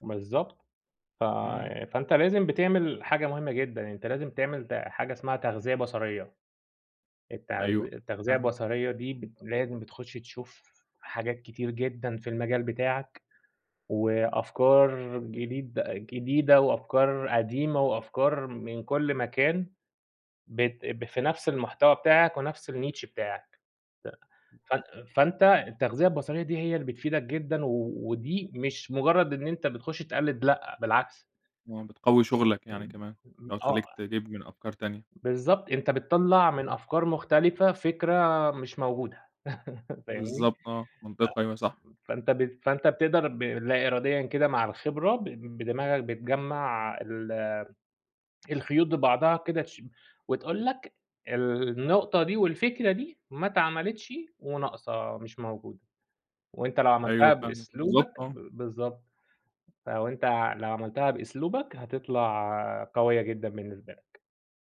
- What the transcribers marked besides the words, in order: in French: "niche"; other background noise; unintelligible speech; tapping; laugh; swallow
- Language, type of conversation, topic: Arabic, podcast, إيه اللي بيحرّك خيالك أول ما تبتدي مشروع جديد؟